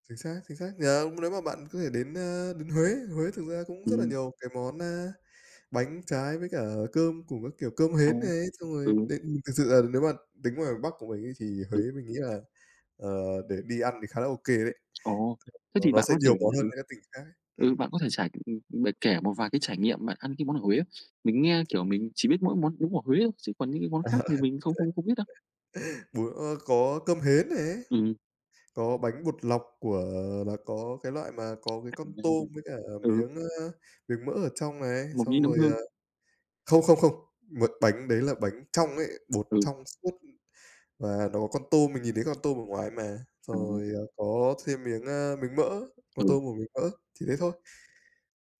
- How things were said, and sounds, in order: tapping; unintelligible speech; laughing while speaking: "À, à"; chuckle; other background noise
- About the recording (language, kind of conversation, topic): Vietnamese, unstructured, Bạn đã từng thử món ăn lạ nào khi đi du lịch chưa?
- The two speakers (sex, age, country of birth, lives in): male, 25-29, Vietnam, Vietnam; male, 25-29, Vietnam, Vietnam